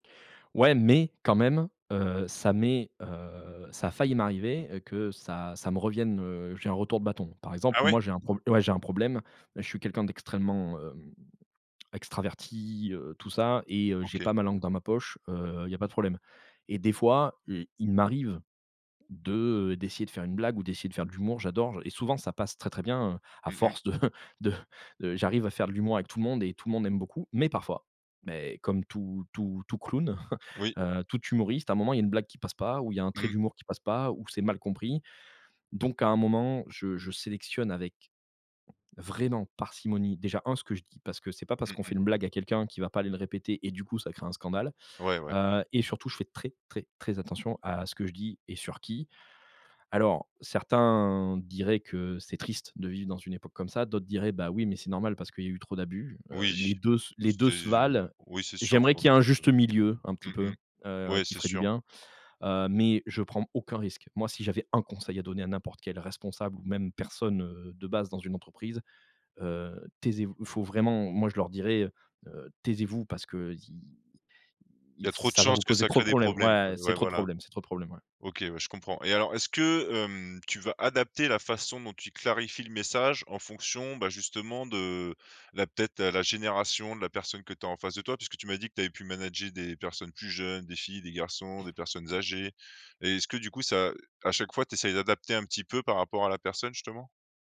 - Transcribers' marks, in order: stressed: "Mais"; chuckle; chuckle; stressed: "vraiment"
- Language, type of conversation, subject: French, podcast, Comment peut-on clarifier un message sans blesser l’autre ?